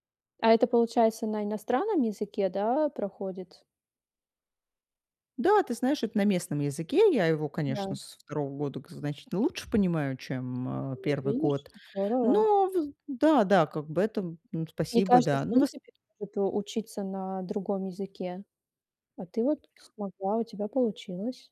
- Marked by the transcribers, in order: tapping
- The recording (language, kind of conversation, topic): Russian, advice, Как мне снова найти мотивацию, если прогресс остановился?